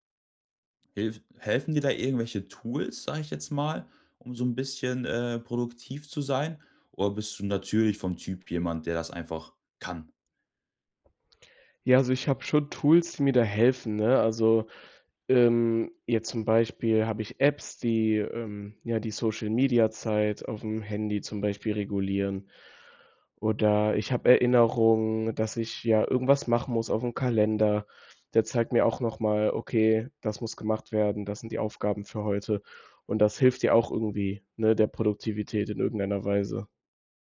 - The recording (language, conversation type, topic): German, podcast, Wie hat das Arbeiten im Homeoffice deinen Tagesablauf verändert?
- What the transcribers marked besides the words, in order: other background noise